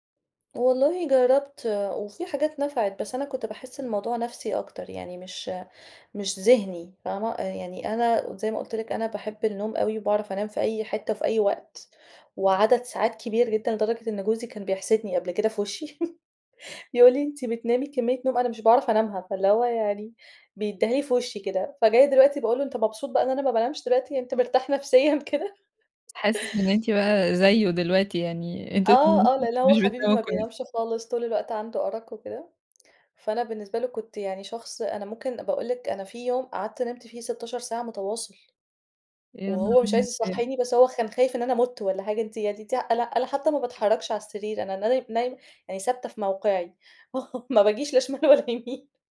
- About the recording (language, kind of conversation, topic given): Arabic, advice, إزاي أقدر أنام لما الأفكار القلقة بتفضل تتكرر في دماغي؟
- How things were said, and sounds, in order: laughing while speaking: "في وشي يقول لي: أنتِ … مرتاح نفسيًا كده؟"; laugh; unintelligible speech; unintelligible speech; laughing while speaking: "ما باجيش لا شمال ولا يمين"